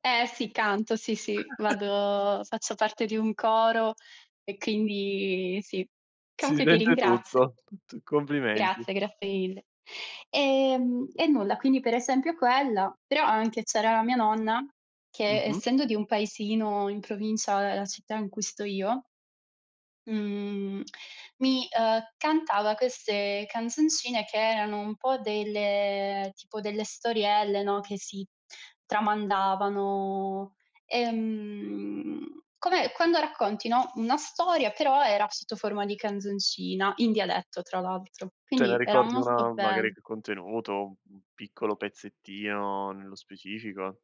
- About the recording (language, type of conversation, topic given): Italian, podcast, Qual è il primo ricordo musicale della tua infanzia?
- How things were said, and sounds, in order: chuckle; other background noise